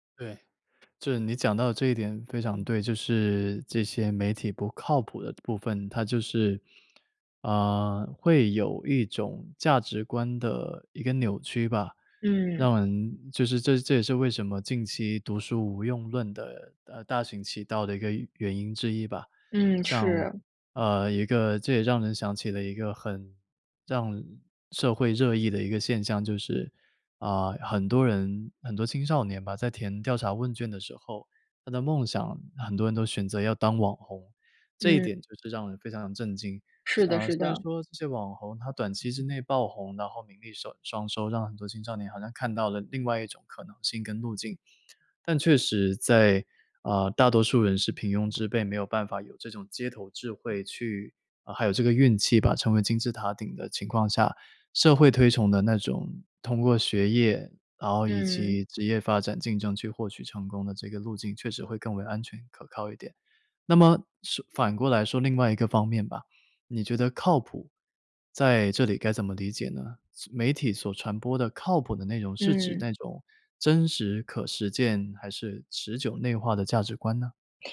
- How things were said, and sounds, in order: other background noise
- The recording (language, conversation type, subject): Chinese, podcast, 青少年从媒体中学到的价值观可靠吗？